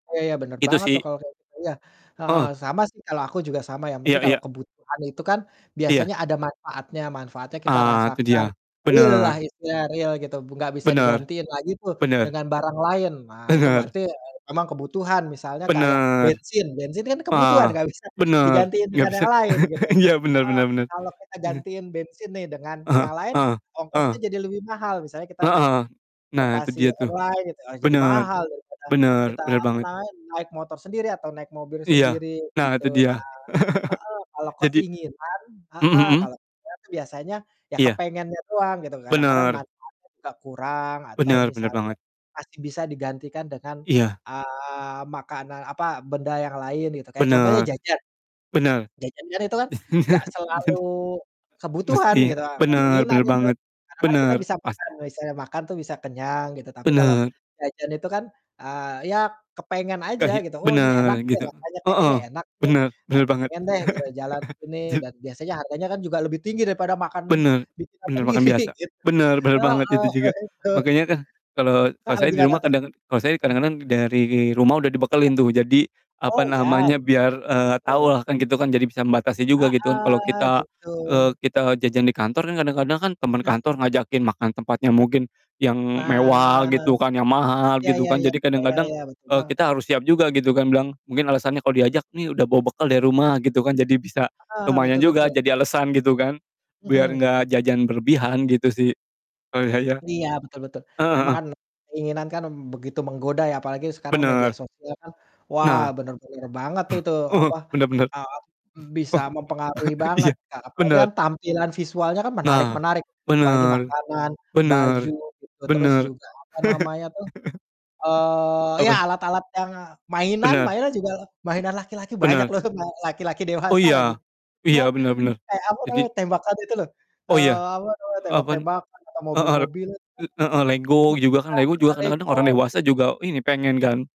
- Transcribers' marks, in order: distorted speech; chuckle; chuckle; chuckle; laughing while speaking: "Jadi"; chuckle; laughing while speaking: "sendiri"; laughing while speaking: "begitu"; drawn out: "Nah"; chuckle; laugh; chuckle; laughing while speaking: "loh"
- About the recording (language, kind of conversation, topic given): Indonesian, unstructured, Menurutmu, pentingkah memisahkan uang untuk kebutuhan dan keinginan?